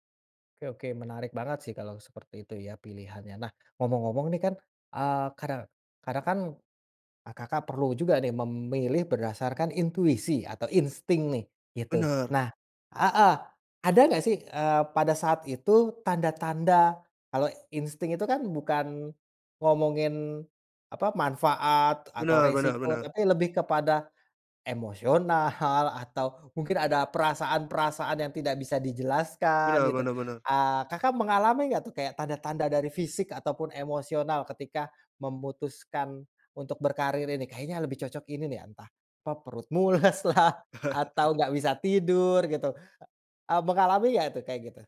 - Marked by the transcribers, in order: laughing while speaking: "mules lah"; chuckle
- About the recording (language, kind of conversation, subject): Indonesian, podcast, Bagaimana kamu menggunakan intuisi untuk memilih karier atau menentukan arah hidup?
- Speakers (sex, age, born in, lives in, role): male, 30-34, Indonesia, Indonesia, guest; male, 30-34, Indonesia, Indonesia, host